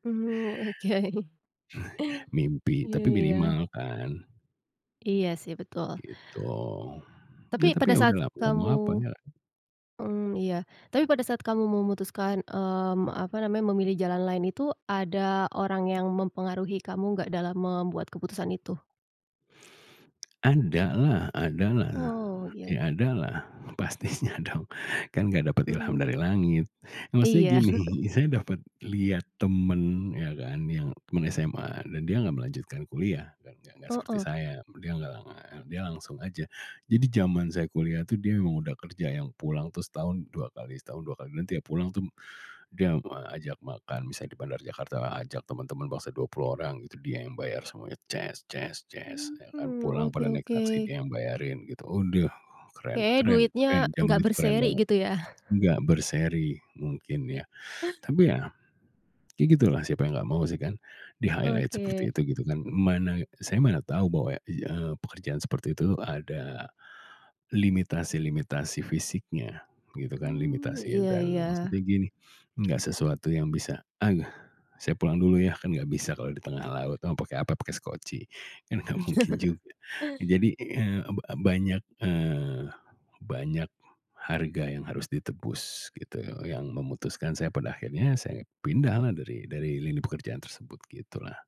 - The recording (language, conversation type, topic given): Indonesian, podcast, Pernahkah kamu menyesal memilih jalan hidup tertentu?
- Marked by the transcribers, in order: laughing while speaking: "Oke"; scoff; tapping; other background noise; laughing while speaking: "pastinya dong"; laughing while speaking: "gini"; chuckle; other noise; chuckle; in English: "di-highlight"; chuckle; laughing while speaking: "Kan nggak mungkin"